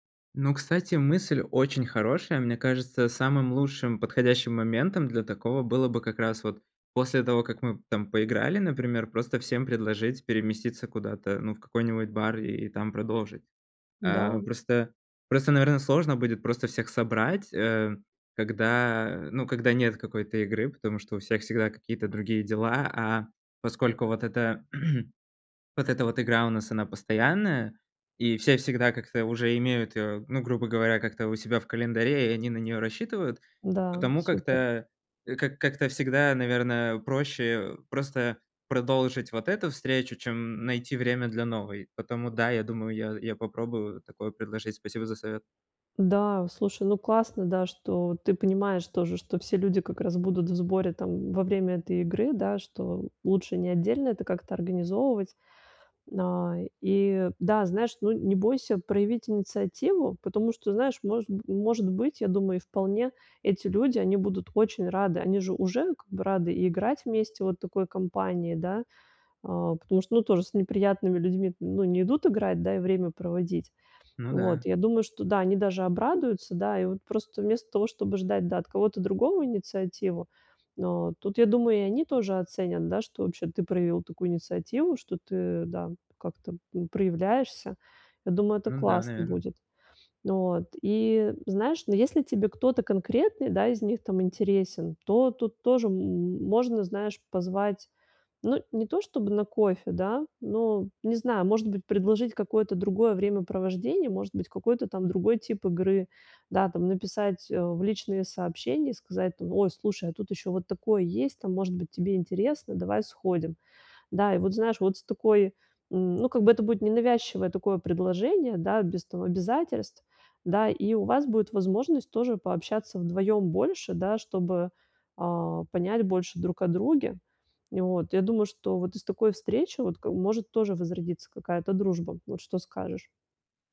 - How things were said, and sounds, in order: throat clearing; tapping
- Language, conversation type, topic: Russian, advice, Как постепенно превратить знакомых в близких друзей?
- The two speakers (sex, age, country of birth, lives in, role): female, 40-44, Russia, Italy, advisor; male, 30-34, Latvia, Poland, user